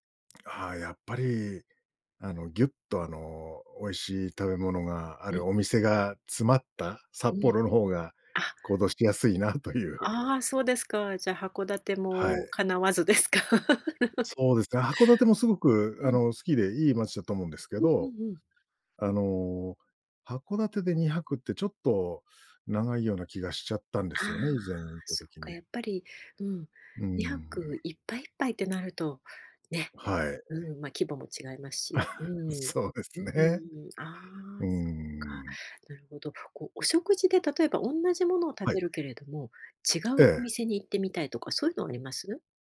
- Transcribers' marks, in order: laughing while speaking: "しやすいなという"; laughing while speaking: "かなわずですか？"; laugh; other background noise; chuckle; laughing while speaking: "そうですね"
- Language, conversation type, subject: Japanese, podcast, 毎年恒例の旅行やお出かけの習慣はありますか？